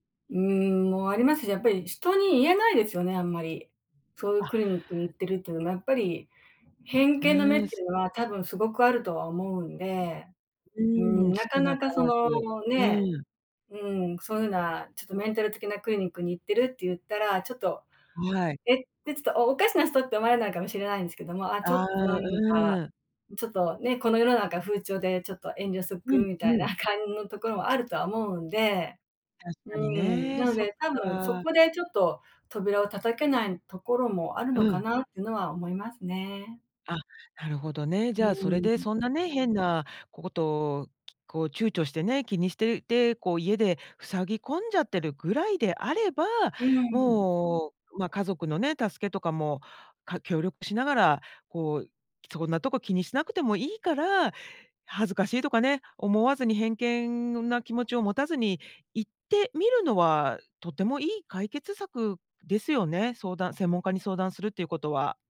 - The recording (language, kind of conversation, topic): Japanese, podcast, ストレスは体にどのように現れますか？
- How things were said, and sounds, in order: none